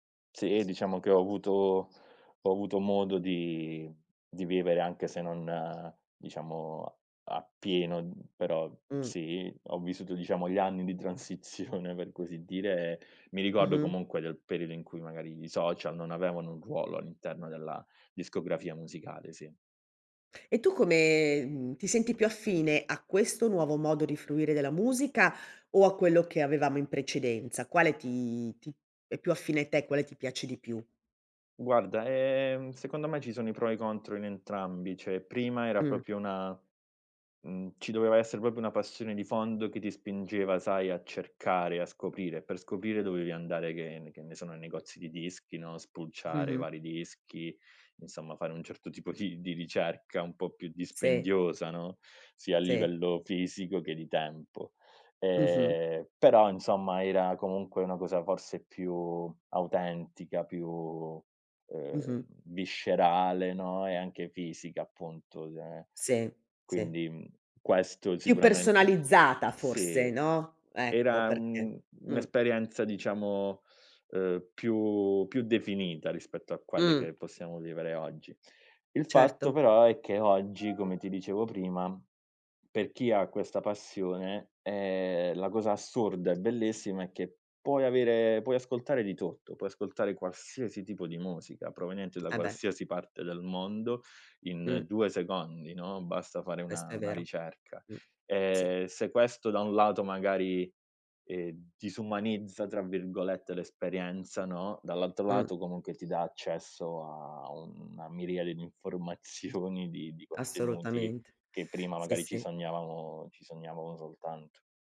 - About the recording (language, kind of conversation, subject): Italian, podcast, Come i social hanno cambiato il modo in cui ascoltiamo la musica?
- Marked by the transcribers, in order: laughing while speaking: "transizione"; "Cioè" said as "ceh"; "proprio" said as "propio"; "proprio" said as "propio"; horn; tapping; laughing while speaking: "informazioni"; chuckle